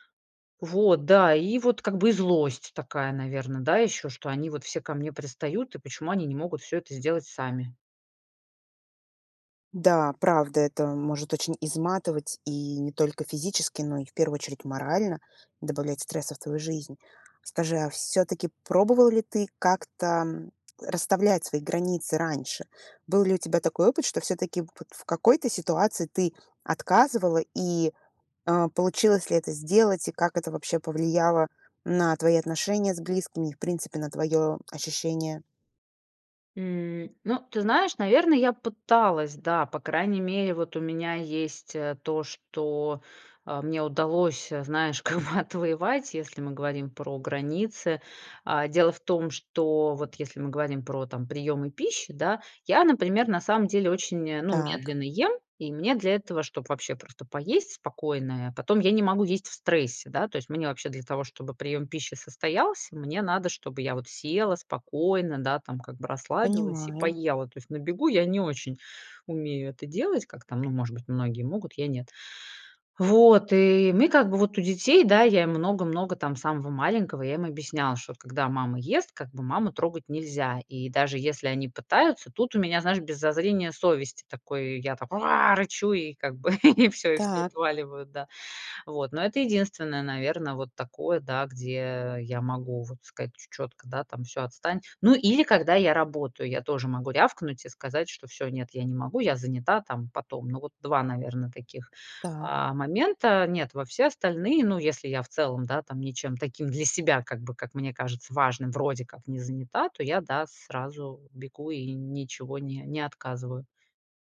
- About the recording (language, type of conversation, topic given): Russian, advice, Как научиться говорить «нет», чтобы не перегружаться чужими просьбами?
- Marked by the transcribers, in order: laughing while speaking: "как бы"; tapping; put-on voice: "Уа"; chuckle; other background noise